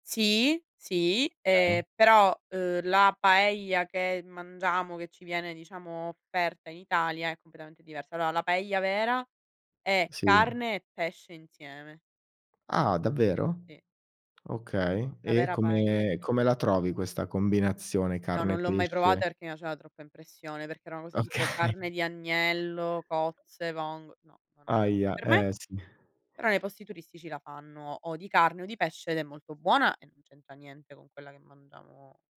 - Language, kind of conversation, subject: Italian, podcast, Come hai bilanciato culture diverse nella tua vita?
- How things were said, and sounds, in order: "Okay" said as "ay"; "Allora" said as "aloa"; laughing while speaking: "Okay"